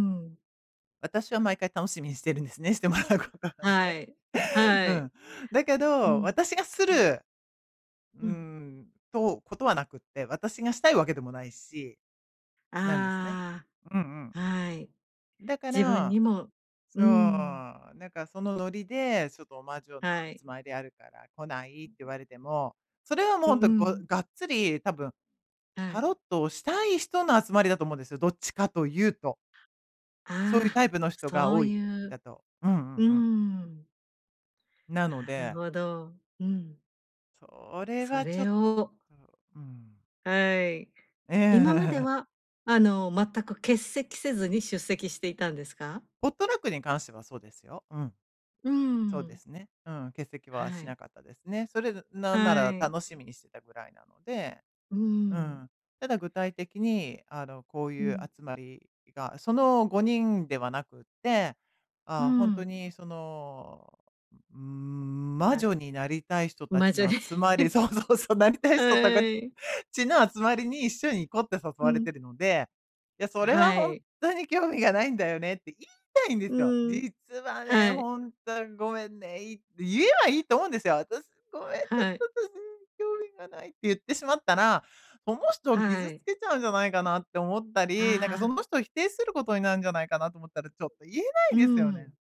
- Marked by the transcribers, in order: laughing while speaking: "してもらうことはね"; other background noise; laughing while speaking: "ええ"; laugh; laughing while speaking: "そう そう そう、なりたい人たか"; laughing while speaking: "で"; laugh
- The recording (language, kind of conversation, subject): Japanese, advice, グループのノリに馴染めないときはどうすればいいですか？